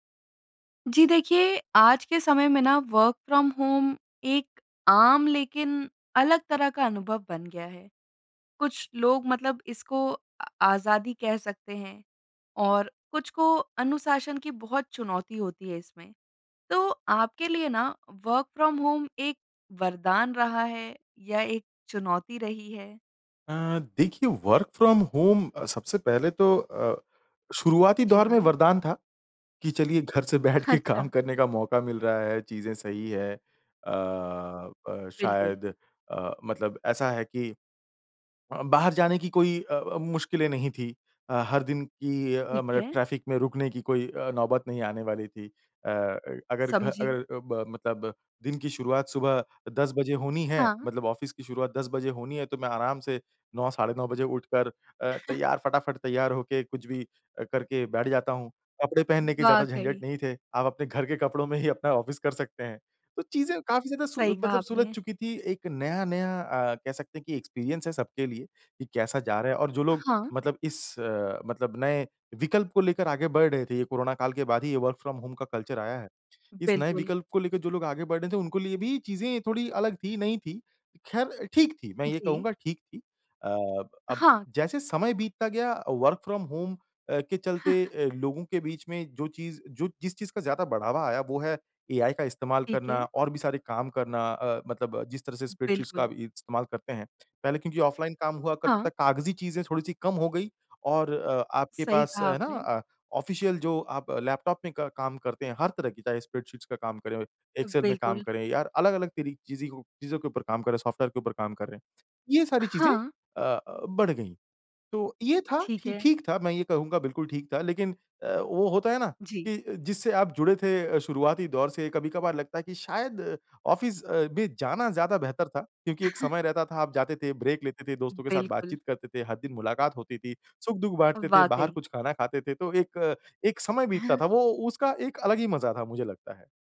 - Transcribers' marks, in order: tapping; in English: "वर्क फ्रॉम होम"; in English: "वर्क फ्रॉम होम"; in English: "वर्क फ्रॉम होम"; laughing while speaking: "बैठ के"; laughing while speaking: "अच्छा"; in English: "ट्रैफ़िक"; in English: "ऑफिस"; chuckle; in English: "ऑफिस"; in English: "एक्सपीरियंस"; in English: "वर्क फ्रॉम होम"; in English: "कल्चर"; other noise; in English: "वर्क फ्रॉम होम"; chuckle; in English: "स्प्रेडशीट्स"; in English: "ऑफ़िशियल"; in English: "स्प्रेडशीट्स"; in English: "ब्रेक"; chuckle; chuckle
- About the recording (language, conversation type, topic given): Hindi, podcast, घर से काम करने का आपका अनुभव कैसा रहा है?